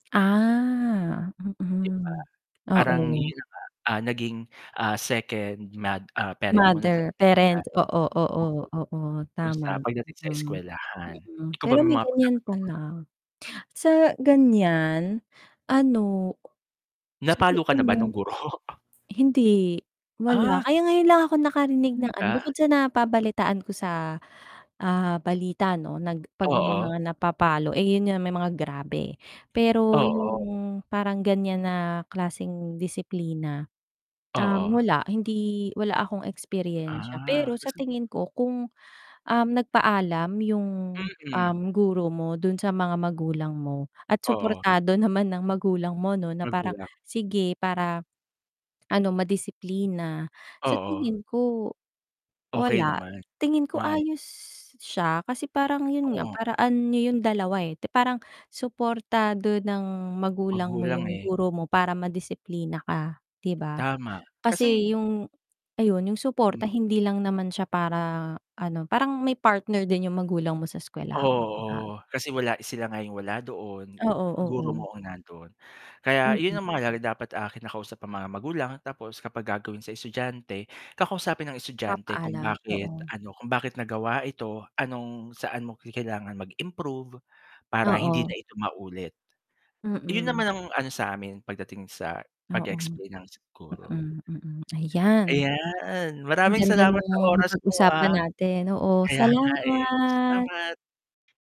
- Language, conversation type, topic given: Filipino, unstructured, Paano mo mahihikayat ang mga magulang na suportahan ang pag-aaral ng kanilang anak?
- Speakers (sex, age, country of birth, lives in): female, 30-34, Philippines, Philippines; male, 40-44, Philippines, Philippines
- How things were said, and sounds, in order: drawn out: "Ah"; distorted speech; static; unintelligible speech; unintelligible speech; tapping; laughing while speaking: "guro?"; unintelligible speech; drawn out: "Ayan"; drawn out: "Salamat!"